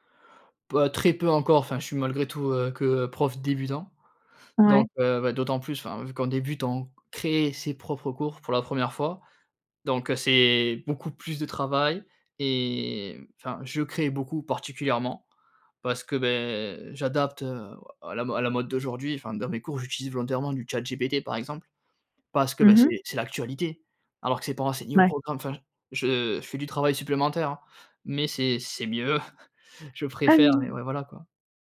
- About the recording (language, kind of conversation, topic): French, advice, Comment décririez-vous votre épuisement émotionnel après de longues heures de travail ?
- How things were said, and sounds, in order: tapping; chuckle